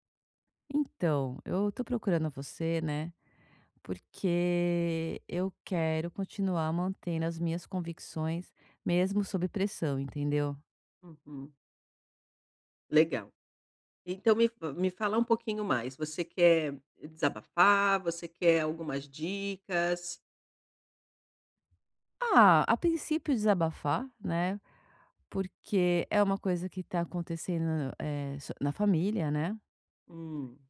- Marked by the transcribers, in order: none
- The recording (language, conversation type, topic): Portuguese, advice, Como posso manter minhas convicções quando estou sob pressão do grupo?